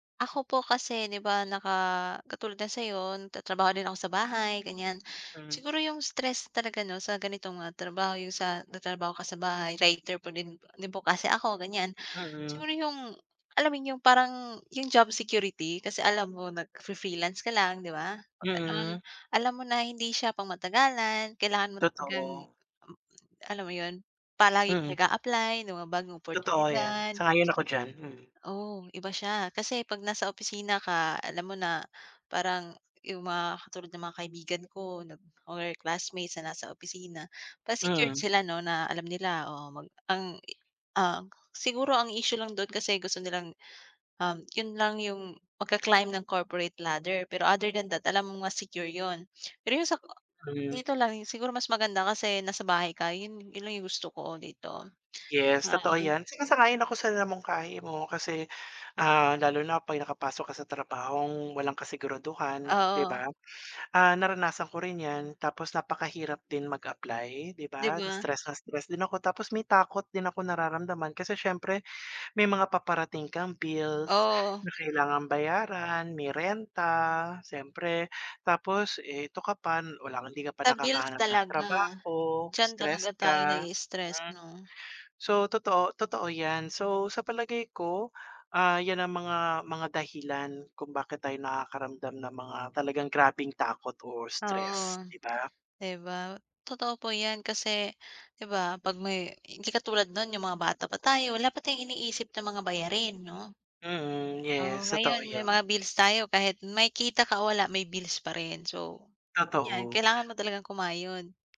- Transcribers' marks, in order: tapping; other background noise; in another language: "job security?"; in another language: "freelance"; background speech; in English: "corporate ladder"; in another language: "other than that"; tongue click
- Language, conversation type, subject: Filipino, unstructured, Paano mo hinaharap ang takot at stress sa araw-araw?